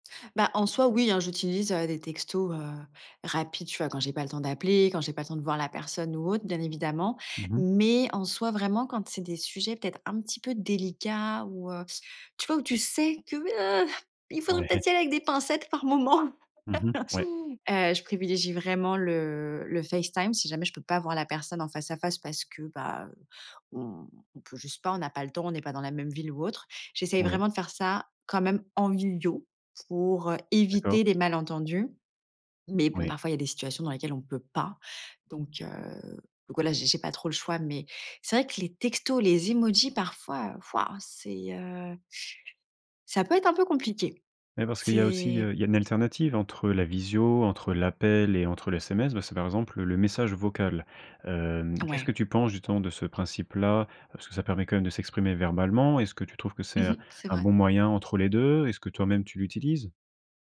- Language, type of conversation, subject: French, podcast, Comment les textos et les émojis ont-ils compliqué la communication ?
- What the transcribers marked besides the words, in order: chuckle; tapping